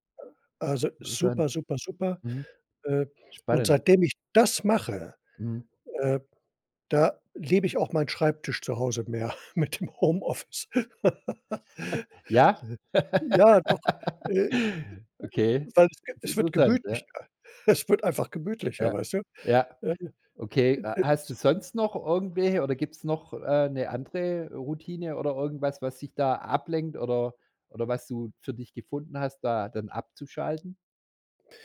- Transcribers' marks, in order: other background noise; stressed: "das"; laughing while speaking: "mit dem Homeoffice"; chuckle; laugh; other noise; laughing while speaking: "es wird"; unintelligible speech
- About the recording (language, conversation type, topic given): German, podcast, Wie gelingt es dir, auch im Homeoffice wirklich abzuschalten?